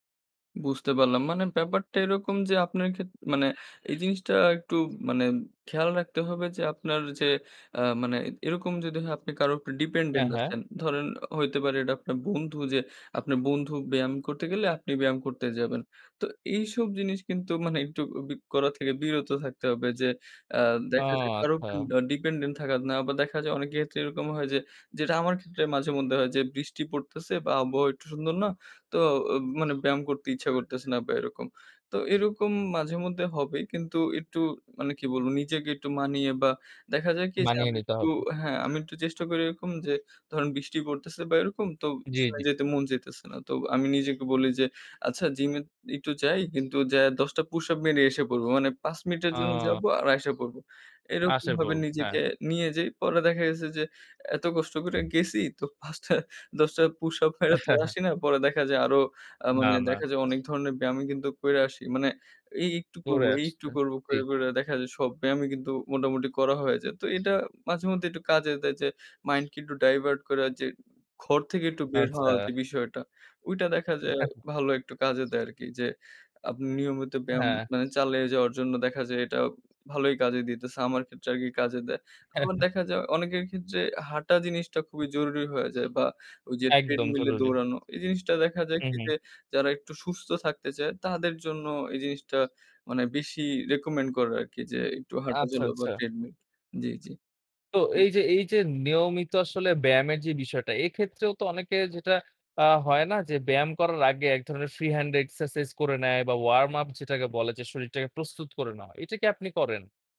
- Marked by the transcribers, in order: other background noise; in English: "ডিপেন্ডেন্ট"; "এটা" said as "এডা"; in English: "ডিপেন্ডেন্ট"; tapping; laughing while speaking: "পাঁচ টা দশ টা"; chuckle; in English: "ডাইভার্ট"; laughing while speaking: "এ হ্যাঁ"; in English: "রেকমেন্ড"
- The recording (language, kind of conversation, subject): Bengali, podcast, আপনি কীভাবে নিয়মিত হাঁটা বা ব্যায়াম চালিয়ে যান?